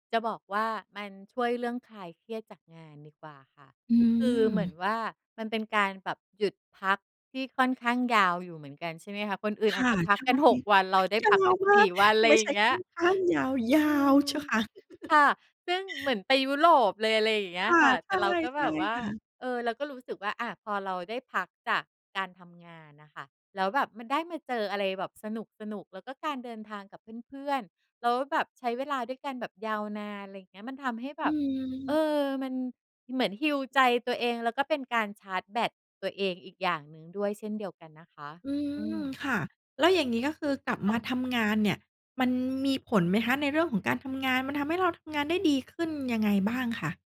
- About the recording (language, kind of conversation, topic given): Thai, podcast, การเดินทางแบบเนิบช้าทำให้คุณมองเห็นอะไรได้มากขึ้น?
- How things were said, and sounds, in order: chuckle